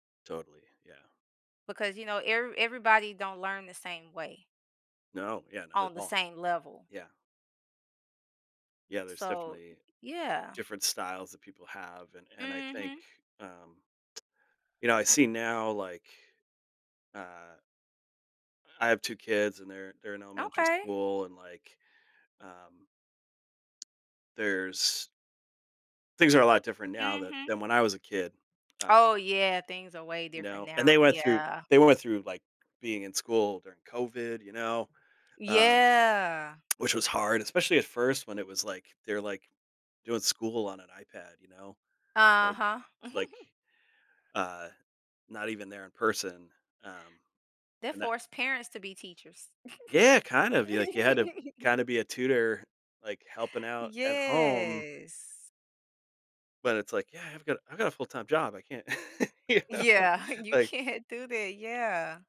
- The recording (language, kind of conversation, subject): English, unstructured, What qualities do you think make someone an effective teacher?
- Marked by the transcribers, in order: tapping; tsk; tsk; chuckle; laugh; drawn out: "Yes"; laughing while speaking: "you know?"; laughing while speaking: "you can't"